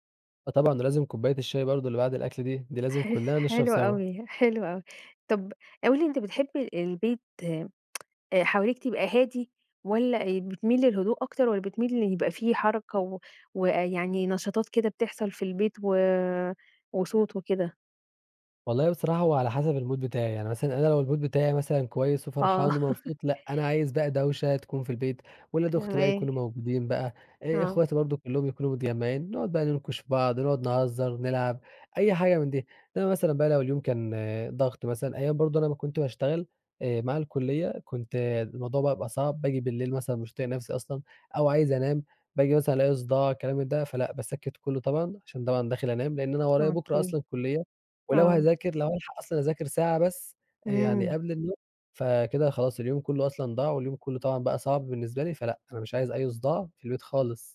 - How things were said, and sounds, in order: tapping; tsk; other background noise; in English: "الMood"; in English: "الMood"; laugh
- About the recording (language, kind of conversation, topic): Arabic, podcast, احكيلي عن روتينك اليومي في البيت؟